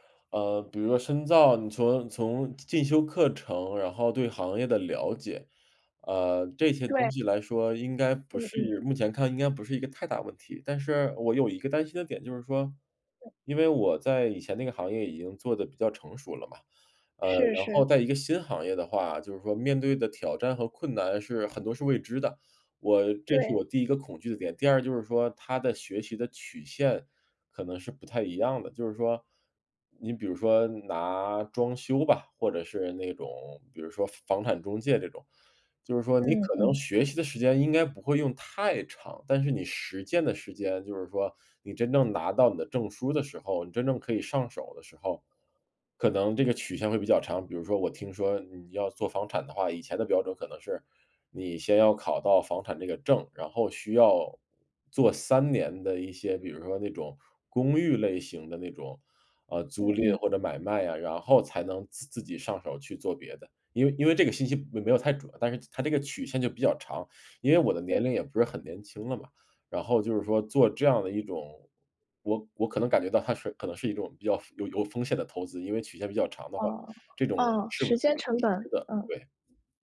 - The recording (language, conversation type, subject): Chinese, advice, 我该选择进修深造还是继续工作？
- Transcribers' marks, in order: none